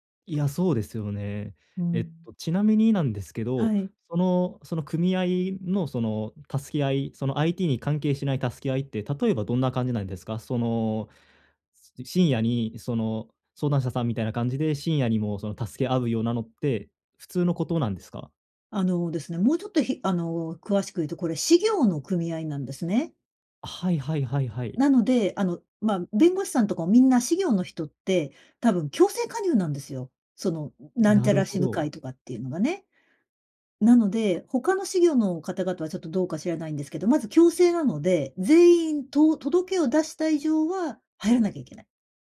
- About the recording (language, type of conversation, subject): Japanese, advice, 他者の期待と自己ケアを両立するには、どうすればよいですか？
- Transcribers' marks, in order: none